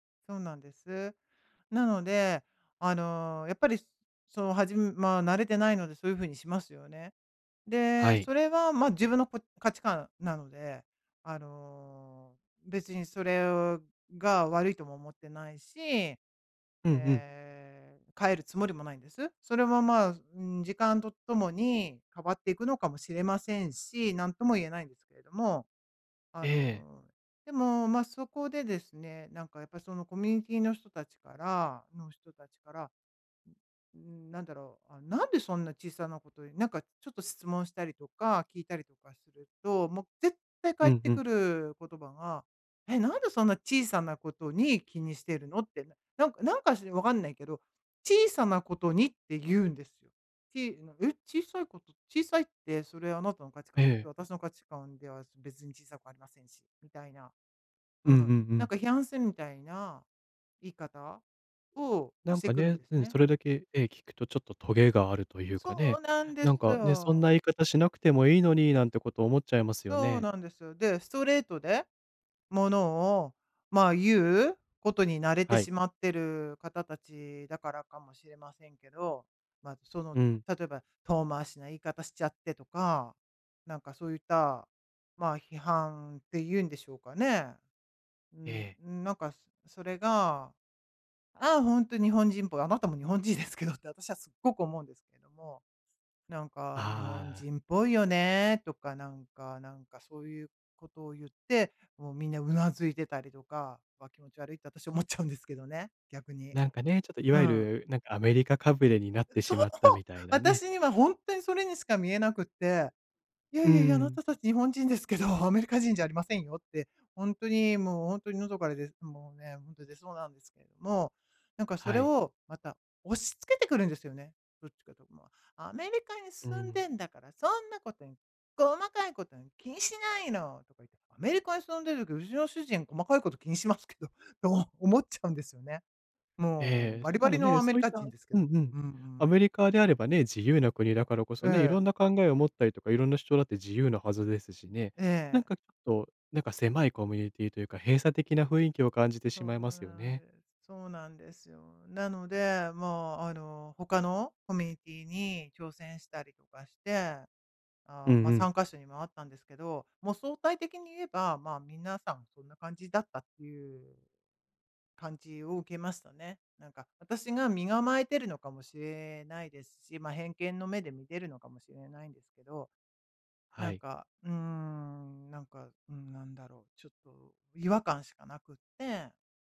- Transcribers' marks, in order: put-on voice: "アメリカに住んでんだ … 気にしないの"
- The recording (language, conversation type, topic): Japanese, advice, 批判されたとき、自分の価値と意見をどのように切り分けますか？